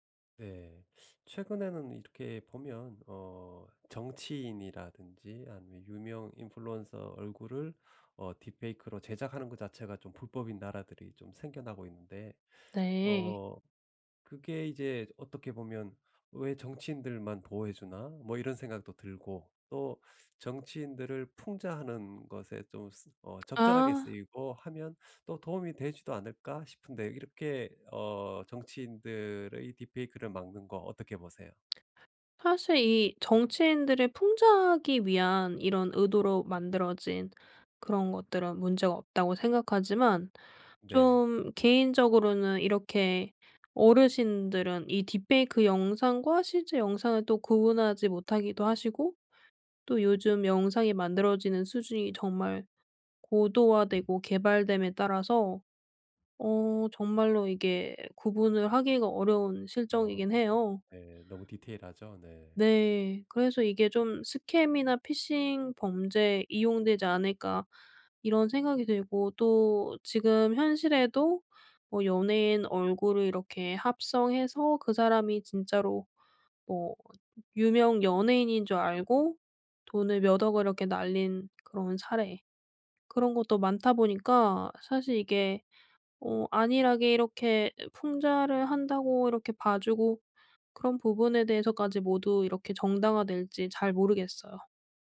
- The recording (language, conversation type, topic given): Korean, podcast, 스토리로 사회 문제를 알리는 것은 효과적일까요?
- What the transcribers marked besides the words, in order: none